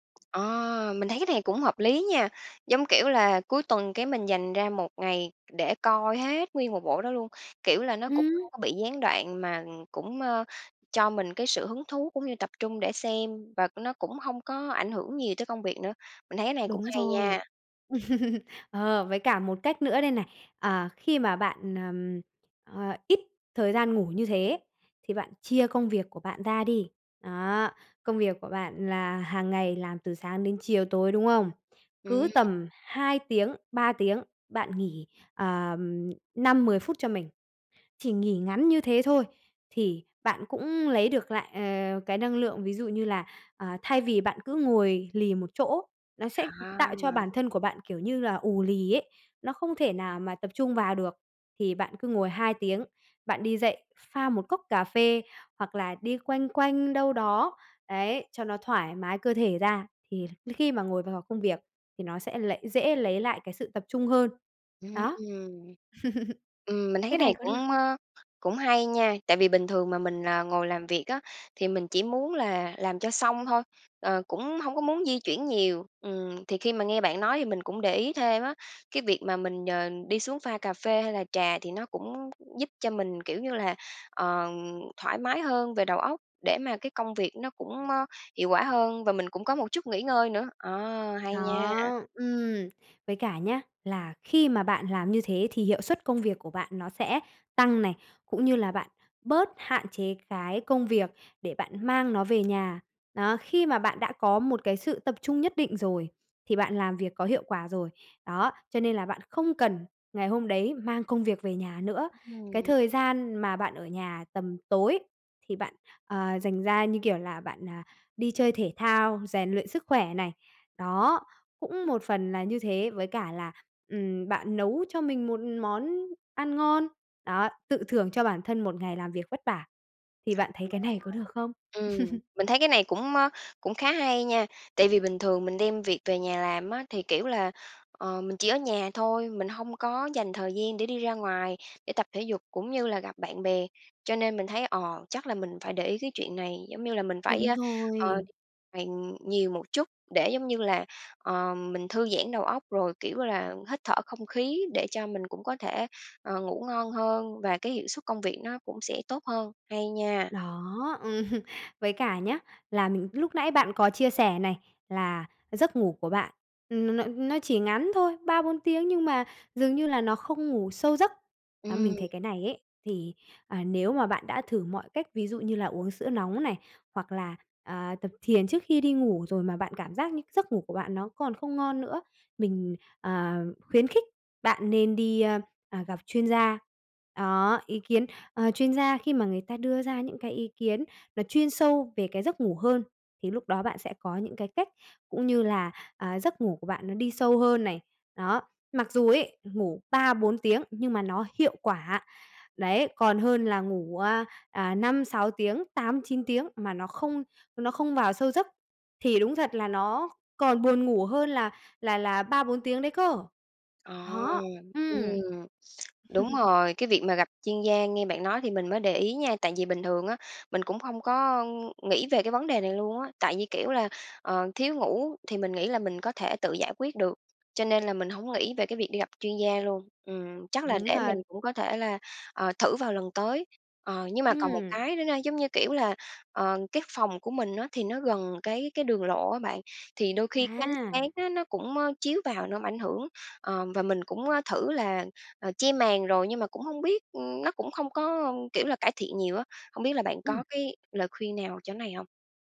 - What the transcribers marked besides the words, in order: tapping; other background noise; laugh; laugh; unintelligible speech; laugh; laughing while speaking: "ừm"; other noise; laugh
- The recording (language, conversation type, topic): Vietnamese, advice, Làm thế nào để giảm tình trạng mất tập trung do thiếu ngủ?